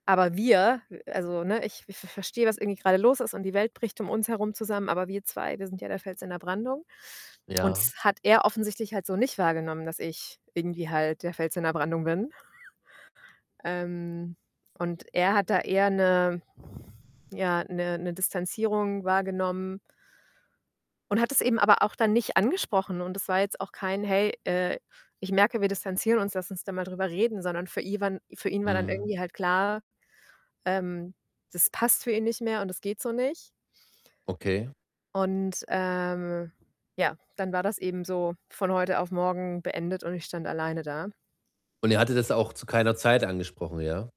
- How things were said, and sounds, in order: other background noise; snort; distorted speech; tapping
- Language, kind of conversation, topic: German, advice, Wie kann ich nach einem Verlust wieder Vertrauen zu anderen aufbauen?